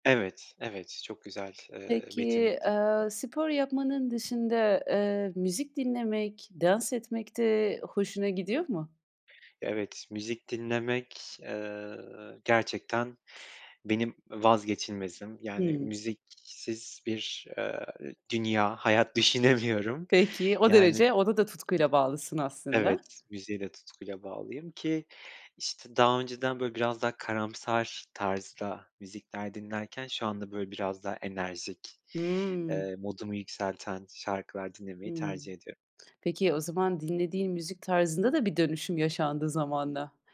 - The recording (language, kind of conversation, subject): Turkish, podcast, Sosyal hobileri mi yoksa yalnız yapılan hobileri mi tercih edersin?
- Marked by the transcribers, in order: none